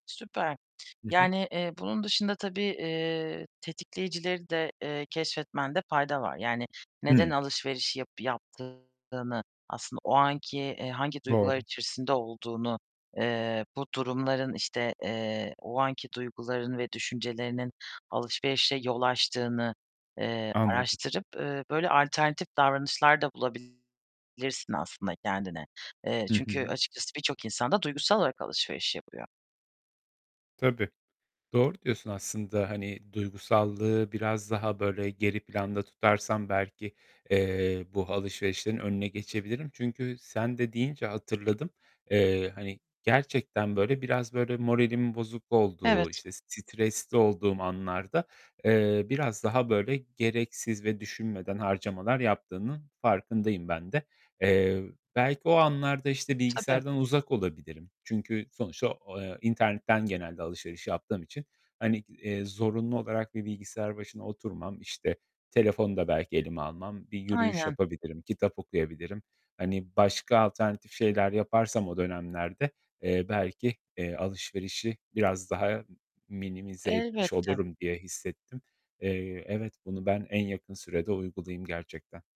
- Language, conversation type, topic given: Turkish, advice, Düşünmeden yapılan anlık alışverişlerinizi anlatabilir misiniz?
- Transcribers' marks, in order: distorted speech; tapping